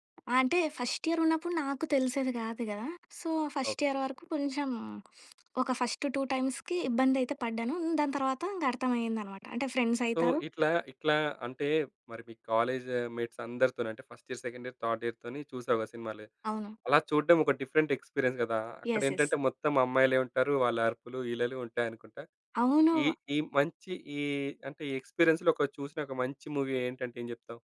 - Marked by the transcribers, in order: tapping; in English: "ఫస్ట్"; in English: "సో, ఫస్ట్ ఇయర్"; other noise; in English: "ఫస్ట్ టూ టైమ్స్‌కి"; in English: "సో"; other background noise; in English: "ఫస్ట్ ఇయర్, సెకండ్ ఇయర్, థర్డ్ ఇయర్‌తోని"; in English: "డిఫరెంట్ ఎక్స్‌పీరియన్స్"; in English: "యెస్. యెస్"; in English: "ఎక్స్‌పీరియన్స్‌లో"; in English: "మూవీ"
- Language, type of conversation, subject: Telugu, podcast, మీరు కొత్త హాబీని ఎలా మొదలుపెట్టారు?